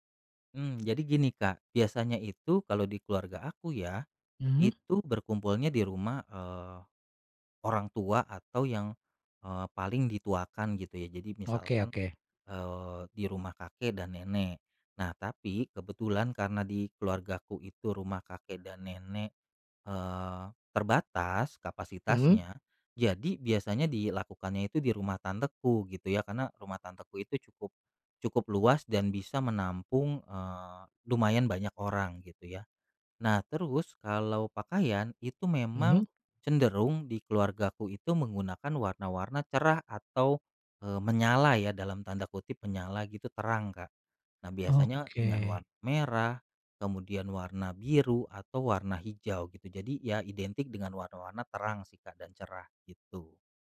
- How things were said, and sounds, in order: other background noise
- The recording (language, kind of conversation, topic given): Indonesian, podcast, Ceritakan tradisi keluarga apa yang diwariskan dari generasi ke generasi dalam keluargamu?